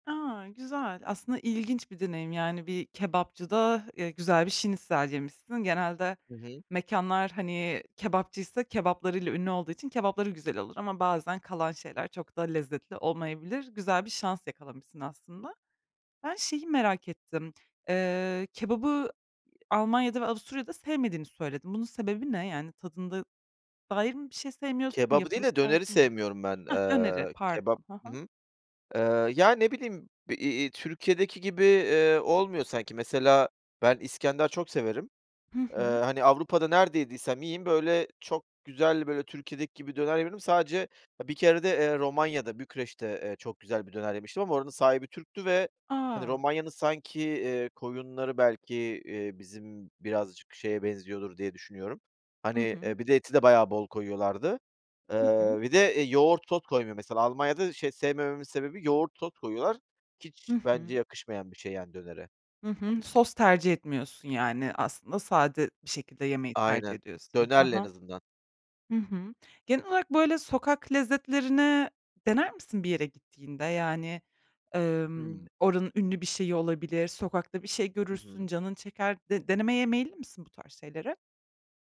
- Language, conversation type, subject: Turkish, podcast, Sevdiğin bir sokak yemeğiyle ilgili unutamadığın bir anını bize anlatır mısın?
- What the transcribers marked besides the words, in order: other background noise